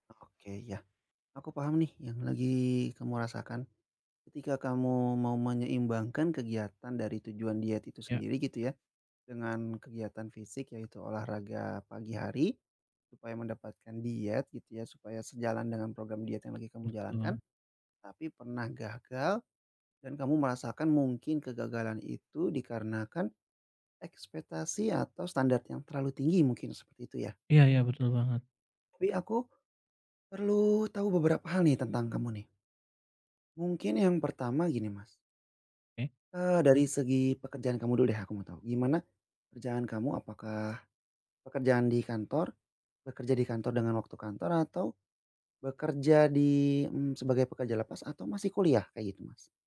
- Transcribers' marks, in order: none
- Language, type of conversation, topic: Indonesian, advice, Bagaimana cara memulai kebiasaan baru dengan langkah kecil?